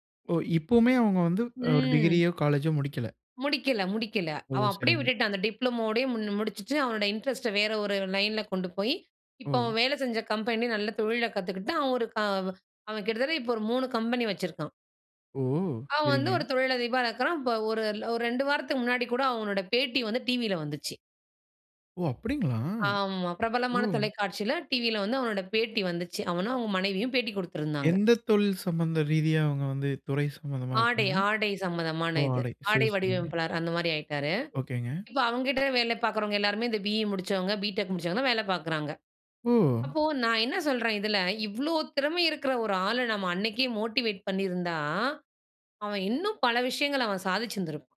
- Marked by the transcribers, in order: drawn out: "ஓ!"; surprised: "ஓ! அப்படிங்களா? ஓ!"
- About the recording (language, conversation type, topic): Tamil, podcast, பரீட்சை அழுத்தத்தை நீங்கள் எப்படிச் சமாளிக்கிறீர்கள்?